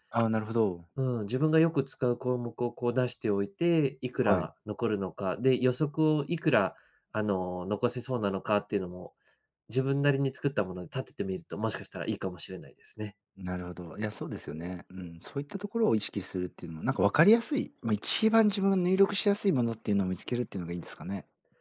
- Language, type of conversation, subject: Japanese, advice, 貯金する習慣や予算を立てる習慣が身につかないのですが、どうすれば続けられますか？
- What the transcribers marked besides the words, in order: none